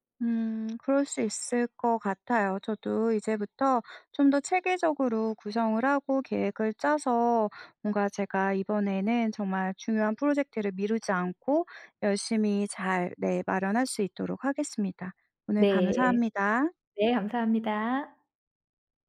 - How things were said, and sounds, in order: none
- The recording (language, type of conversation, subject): Korean, advice, 중요한 프로젝트를 미루다 보니 마감이 코앞인데, 지금 어떻게 진행하면 좋을까요?